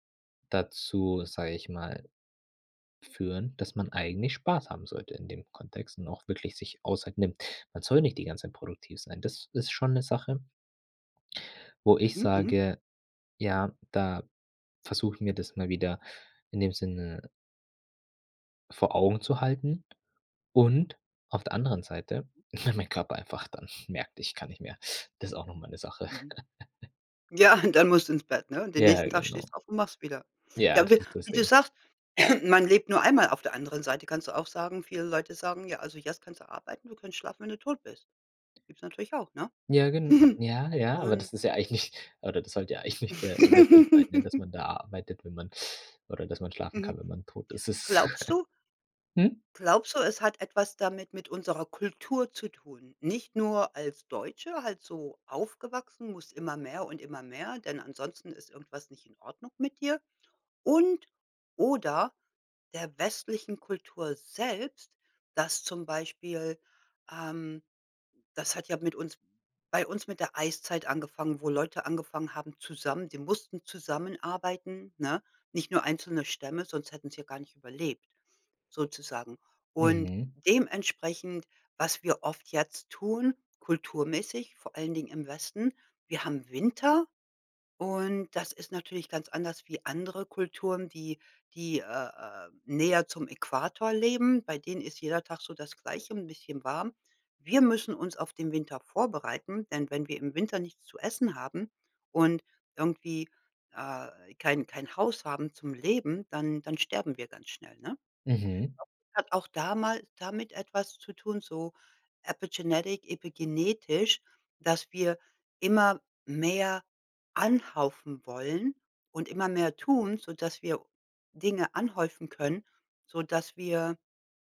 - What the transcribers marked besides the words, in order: chuckle; chuckle; throat clearing; chuckle; laughing while speaking: "eigentlich"; laughing while speaking: "eigentlich"; laugh; laughing while speaking: "Das ist"; chuckle; in English: "epigenetic"; "anhäufen" said as "anhaufen"
- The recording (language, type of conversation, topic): German, podcast, Wie gönnst du dir eine Pause ohne Schuldgefühle?